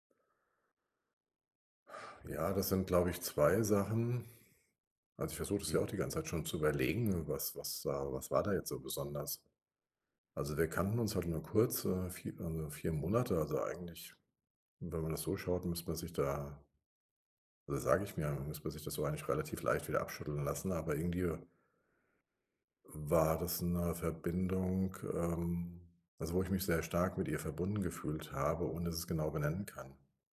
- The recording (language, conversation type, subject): German, advice, Wie kann ich die Vergangenheit loslassen, um bereit für eine neue Beziehung zu sein?
- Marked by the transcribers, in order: none